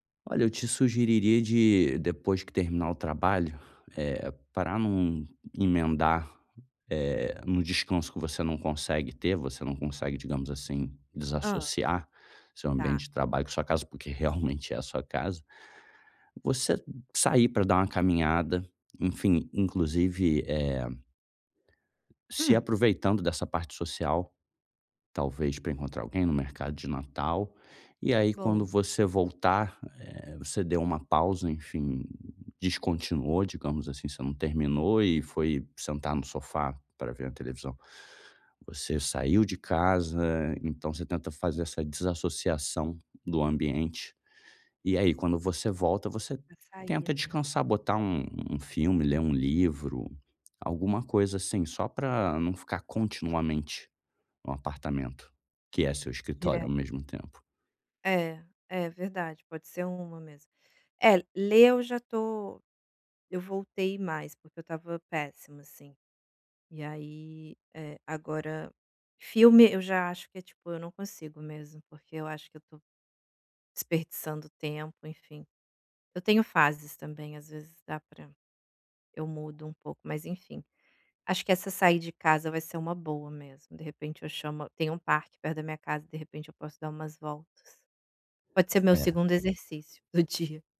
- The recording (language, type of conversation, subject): Portuguese, advice, Como posso equilibrar o descanso e a vida social nos fins de semana?
- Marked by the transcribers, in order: other background noise; tapping; laughing while speaking: "do dia"